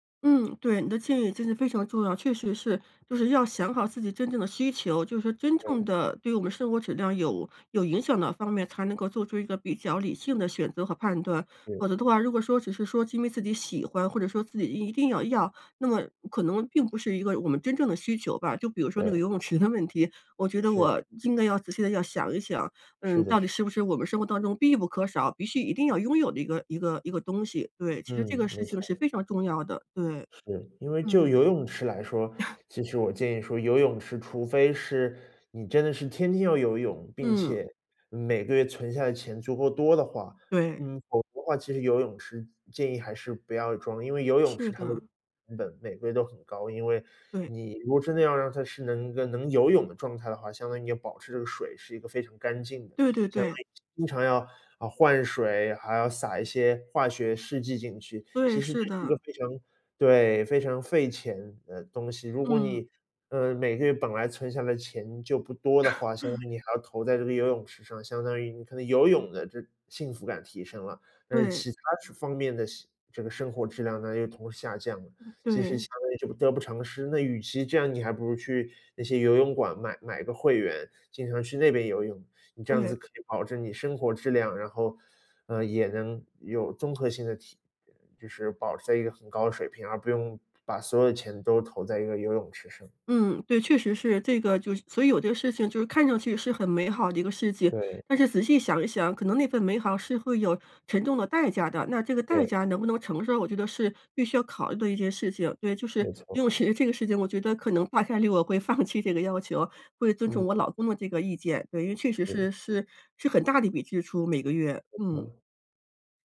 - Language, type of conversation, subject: Chinese, advice, 怎样在省钱的同时保持生活质量？
- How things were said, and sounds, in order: other background noise; laughing while speaking: "泳池的"; laugh; chuckle; tapping; laughing while speaking: "池"; laughing while speaking: "放弃"